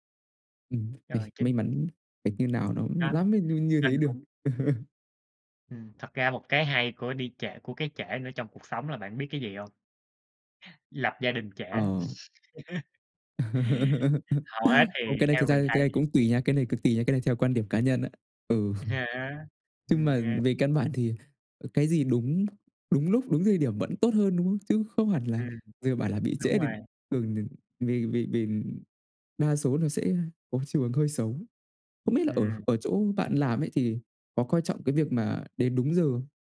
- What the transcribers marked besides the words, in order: tapping; other background noise; laugh; laugh; "này" said as "lày"; laughing while speaking: "À"; chuckle; unintelligible speech
- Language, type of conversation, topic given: Vietnamese, unstructured, Bạn muốn sống một cuộc đời không bao giờ phải chờ đợi hay một cuộc đời không bao giờ đến muộn?